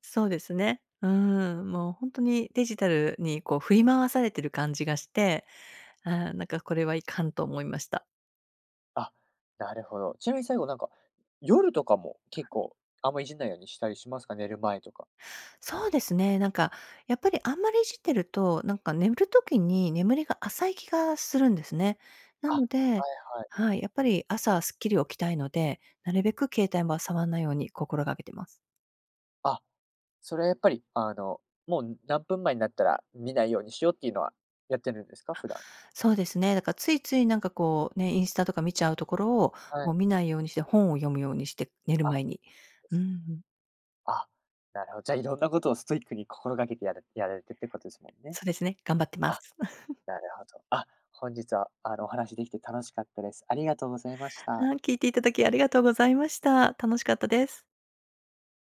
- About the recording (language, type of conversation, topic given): Japanese, podcast, デジタルデトックスを試したことはありますか？
- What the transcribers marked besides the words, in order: giggle